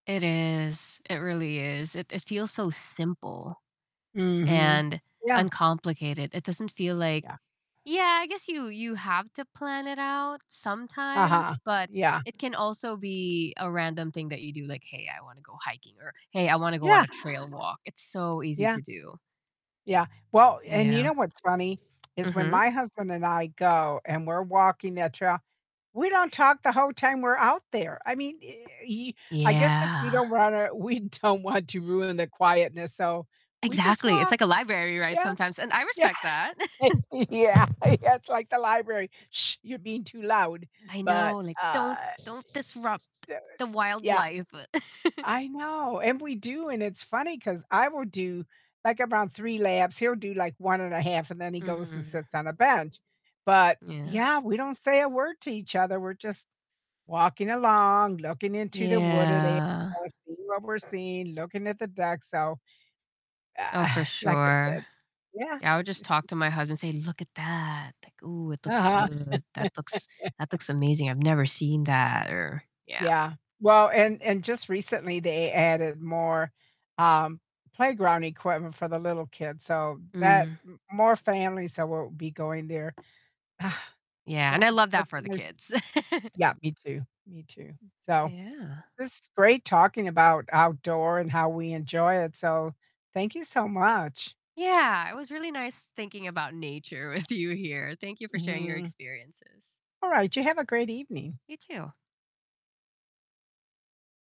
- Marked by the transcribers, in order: distorted speech; mechanical hum; other background noise; tapping; laughing while speaking: "we don't want to"; chuckle; laughing while speaking: "Yeah, yeah"; shush; unintelligible speech; chuckle; drawn out: "Yeah"; sigh; unintelligible speech; laugh; sigh; chuckle; laughing while speaking: "with"
- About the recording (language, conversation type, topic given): English, unstructured, What is your favorite way to enjoy nature outdoors?
- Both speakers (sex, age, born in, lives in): female, 35-39, Philippines, United States; female, 75-79, United States, United States